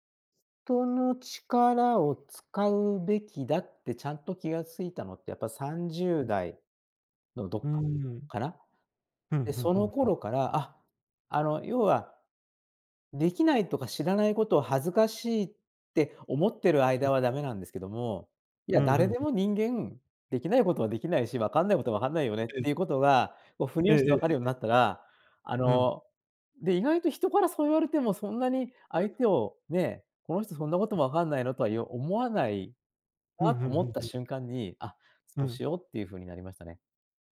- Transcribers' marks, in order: tapping
- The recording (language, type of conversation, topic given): Japanese, podcast, 人に助けを求めるとき、どのように頼んでいますか？